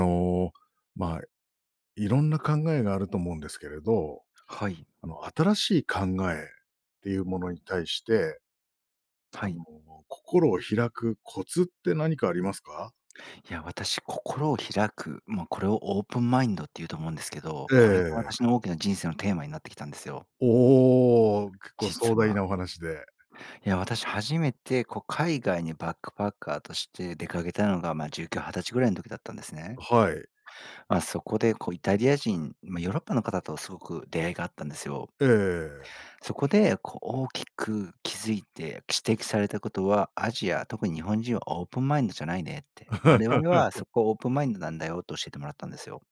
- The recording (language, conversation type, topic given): Japanese, podcast, 新しい考えに心を開くためのコツは何ですか？
- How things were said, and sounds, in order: laugh